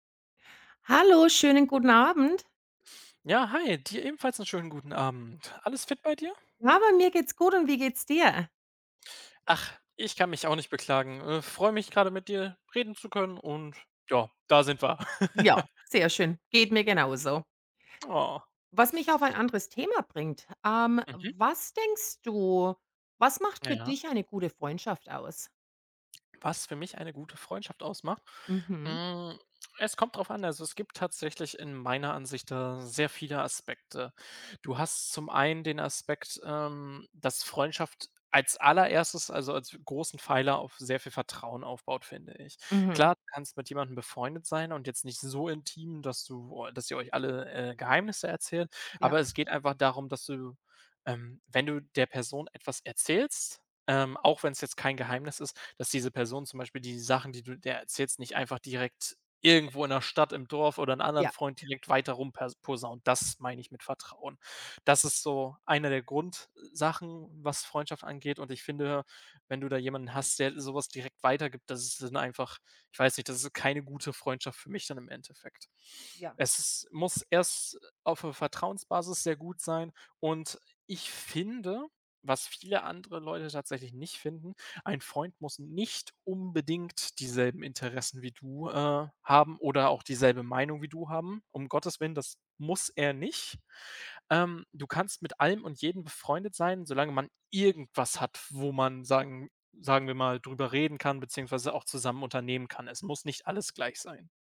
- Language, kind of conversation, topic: German, unstructured, Was macht für dich eine gute Freundschaft aus?
- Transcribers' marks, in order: laugh; stressed: "irgendwas"